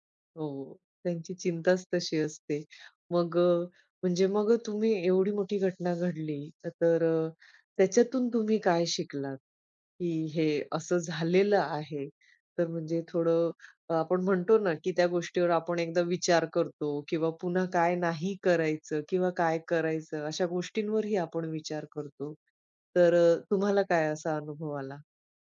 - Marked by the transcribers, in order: other background noise
- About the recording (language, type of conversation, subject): Marathi, podcast, रात्री वाट चुकल्यावर सुरक्षित राहण्यासाठी तू काय केलंस?